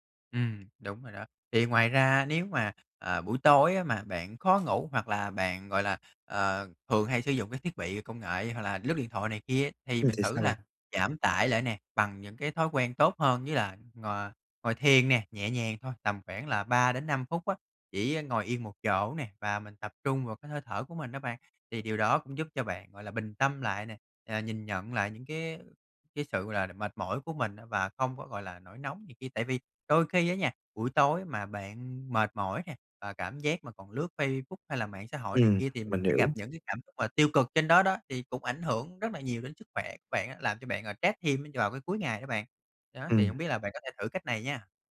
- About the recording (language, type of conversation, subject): Vietnamese, advice, Làm sao bạn có thể giảm căng thẳng hằng ngày bằng thói quen chăm sóc bản thân?
- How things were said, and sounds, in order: other background noise